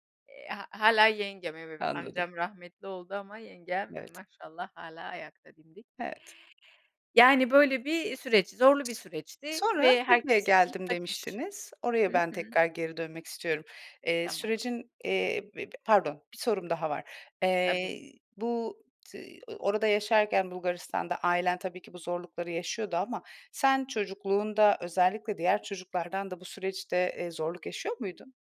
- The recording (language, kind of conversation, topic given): Turkish, podcast, Ailenizin göç hikâyesi nasıl başladı, anlatsana?
- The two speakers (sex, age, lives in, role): female, 40-44, Portugal, host; female, 40-44, Spain, guest
- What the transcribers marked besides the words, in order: other background noise; tapping